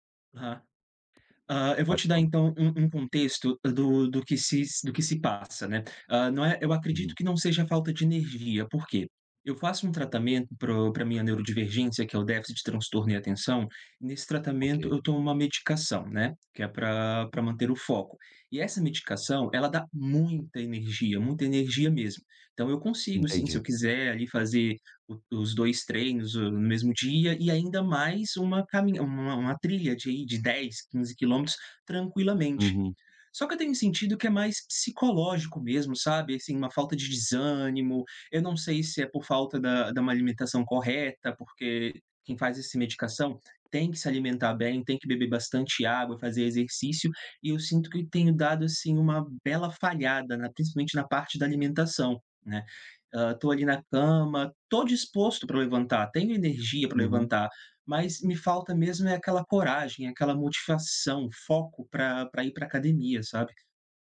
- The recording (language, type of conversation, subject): Portuguese, advice, Como posso manter a rotina de treinos e não desistir depois de poucas semanas?
- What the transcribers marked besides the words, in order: other background noise; tapping